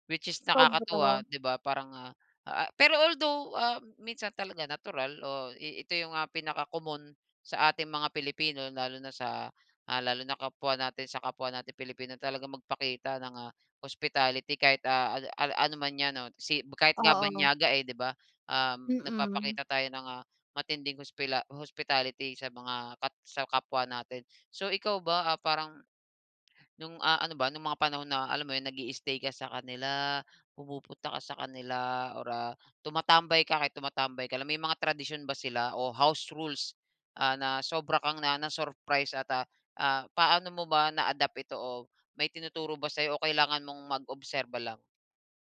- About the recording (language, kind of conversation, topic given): Filipino, podcast, Paano ka tinanggap ng isang lokal na pamilya?
- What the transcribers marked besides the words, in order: in English: "hospitality"; in English: "hospila hospitality"; in English: "house rules"; in English: "na-adapt"